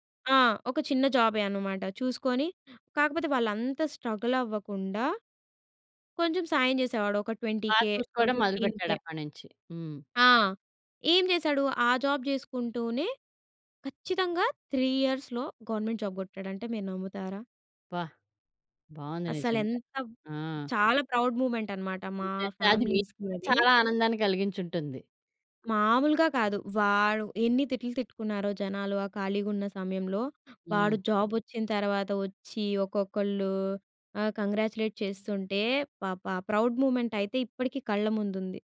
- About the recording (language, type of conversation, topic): Telugu, podcast, నిజం బాధ పెట్టకుండా ఎలా చెప్పాలి అని మీరు అనుకుంటారు?
- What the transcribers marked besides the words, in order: in English: "స్ట్రగల్"; in English: "ట్వెంటీ కే, ఓహ్, ఫిఫ్టీన్ కే"; in English: "జాబ్"; in English: "త్రీ ఇయర్స్‌లో గవర్నమెంట్ జాబ్"; in English: "ప్రౌడ్ మూవ్మెంట్"; in English: "ఫ్యామిలీస్‌కది"; in English: "జాబ్"; in English: "కాంగ్రాచ్యులేట్"; in English: "ప్రౌడ్"